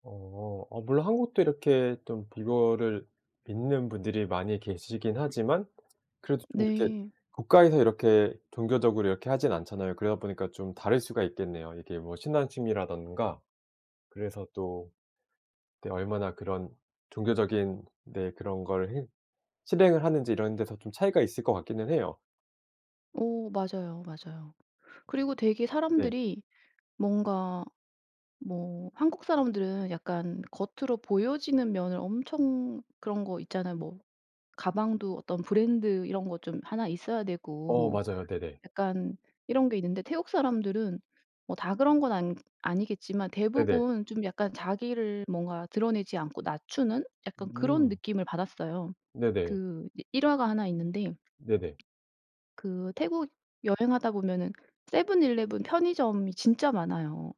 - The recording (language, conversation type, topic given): Korean, podcast, 여행 중 낯선 사람에게서 문화 차이를 배웠던 경험을 이야기해 주실래요?
- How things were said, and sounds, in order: other background noise; tapping